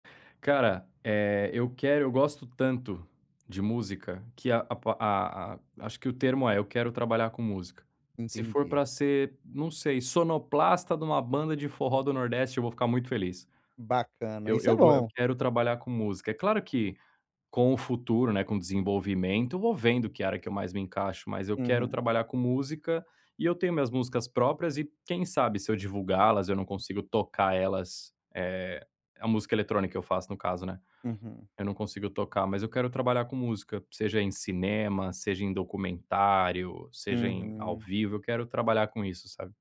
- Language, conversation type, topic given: Portuguese, advice, Como posso usar limites de tempo para ser mais criativo?
- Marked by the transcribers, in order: none